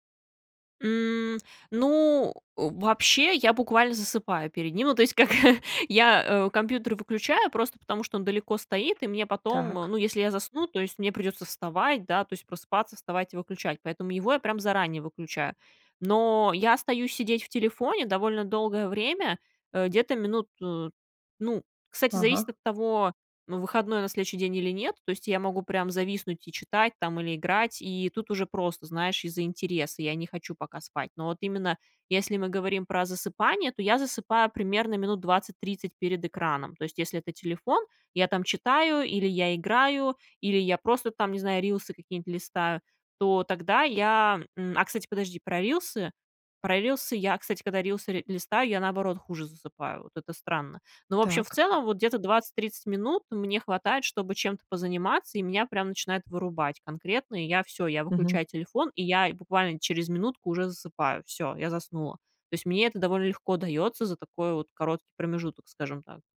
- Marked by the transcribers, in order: chuckle; other noise
- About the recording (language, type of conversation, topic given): Russian, advice, Почему мне трудно заснуть после долгого времени перед экраном?